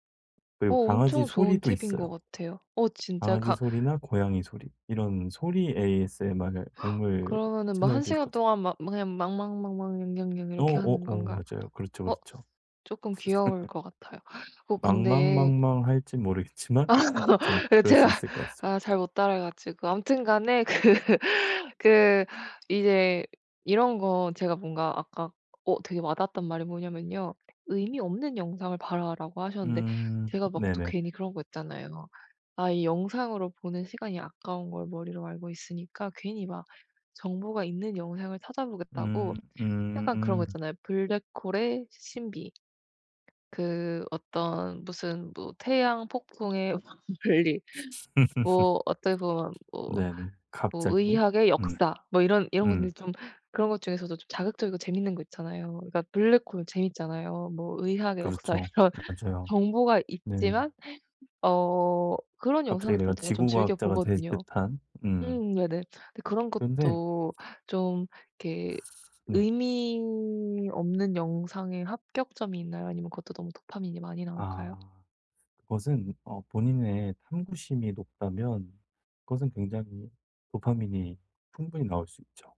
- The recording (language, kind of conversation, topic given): Korean, advice, 자기 전에 스마트폰 사용을 줄여 더 빨리 잠들려면 어떻게 시작하면 좋을까요?
- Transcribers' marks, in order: gasp; tapping; laugh; other background noise; laugh; laughing while speaking: "그 제가"; laughing while speaking: "그"; laugh; laughing while speaking: "분리"; laugh; laughing while speaking: "역사 이런"